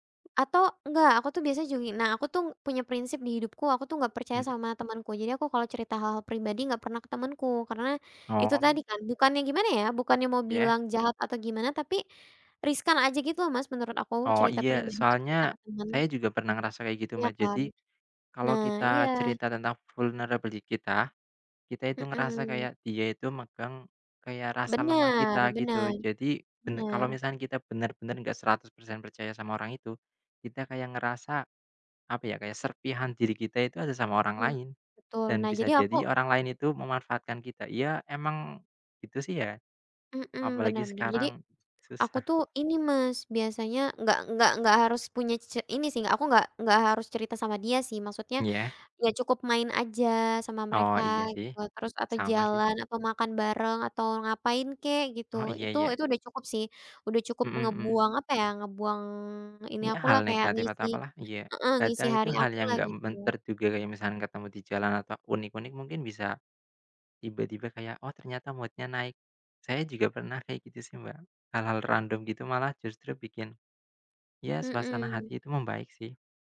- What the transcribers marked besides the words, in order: tapping; unintelligible speech; in English: "vulnerable"; other background noise; in English: "mood-nya"
- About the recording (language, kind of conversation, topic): Indonesian, unstructured, Bagaimana cara kamu menjaga suasana hati tetap positif?